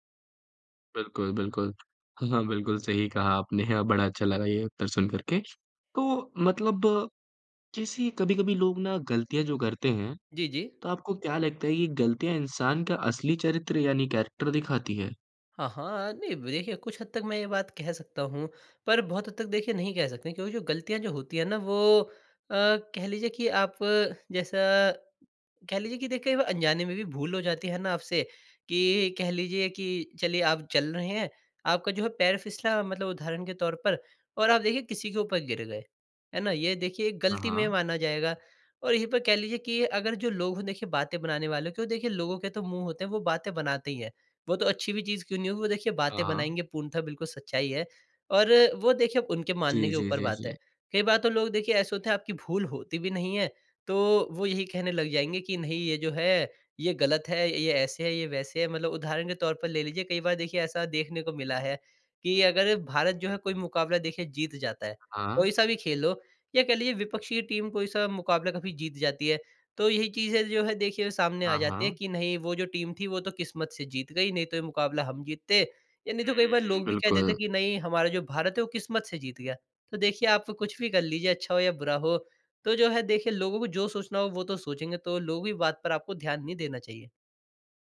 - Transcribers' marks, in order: laughing while speaking: "आपने"; in English: "कैरेक्टर"; in English: "टीम"; in English: "टीम"
- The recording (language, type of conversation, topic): Hindi, podcast, गलतियों से आपने क्या सीखा, कोई उदाहरण बताएँ?
- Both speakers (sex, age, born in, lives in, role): male, 20-24, India, India, guest; male, 20-24, India, India, host